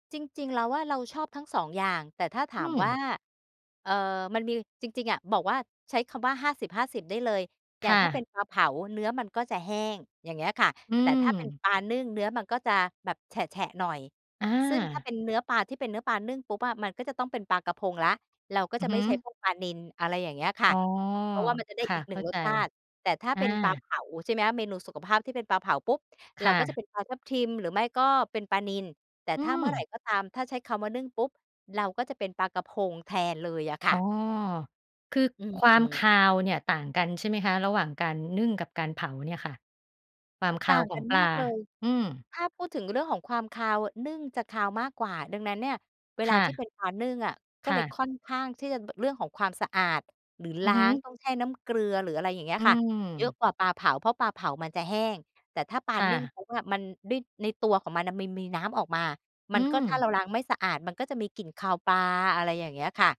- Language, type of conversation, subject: Thai, podcast, คุณทำเมนูสุขภาพแบบง่าย ๆ อะไรเป็นประจำบ้าง?
- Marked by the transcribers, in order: other noise